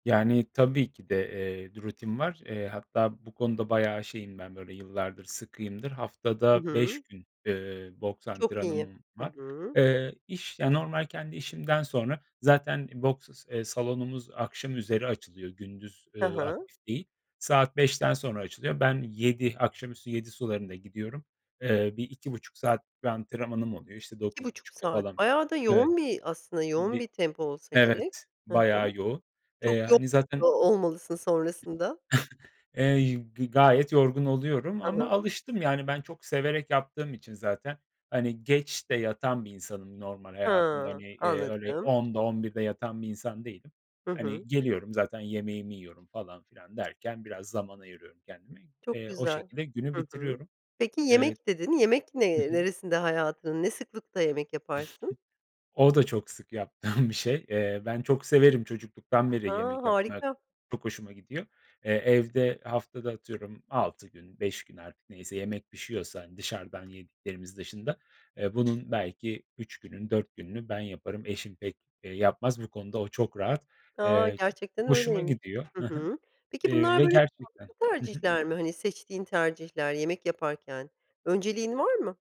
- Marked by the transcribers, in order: other background noise; tapping; "antrenmanım" said as "antrenımım"; chuckle; laughing while speaking: "yaptığım"
- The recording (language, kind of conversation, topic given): Turkish, podcast, Stresle başa çıkarken kullandığın yöntemler neler?